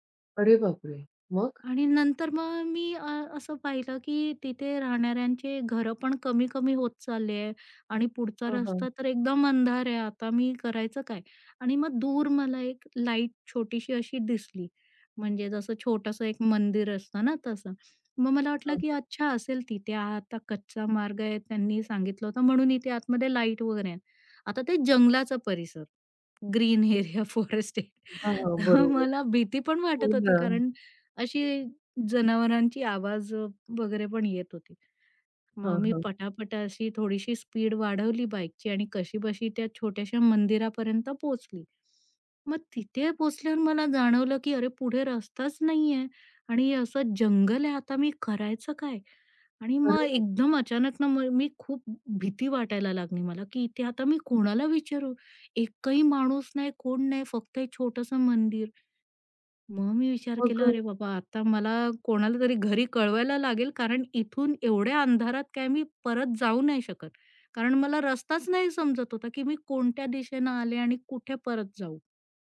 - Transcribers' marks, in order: tapping; laughing while speaking: "ग्रीन एरिया, फॉरेस्ट एरिया आहे, तर मला भीती पण वाटत होती कारण"
- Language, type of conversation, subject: Marathi, podcast, रात्री वाट चुकल्यावर सुरक्षित राहण्यासाठी तू काय केलंस?